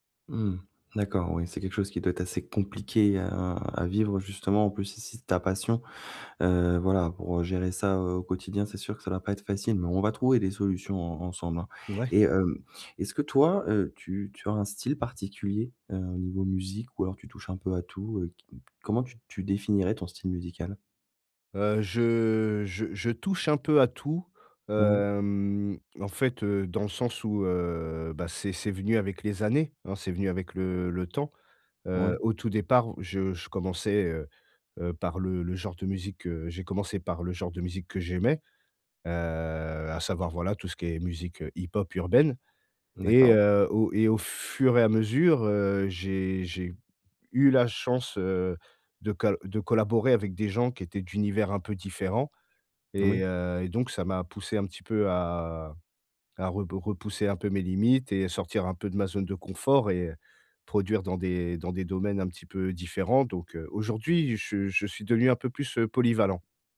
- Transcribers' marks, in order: none
- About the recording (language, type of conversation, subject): French, advice, Comment puis-je baisser mes attentes pour avancer sur mon projet ?
- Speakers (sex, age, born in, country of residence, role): male, 40-44, France, France, advisor; male, 40-44, France, France, user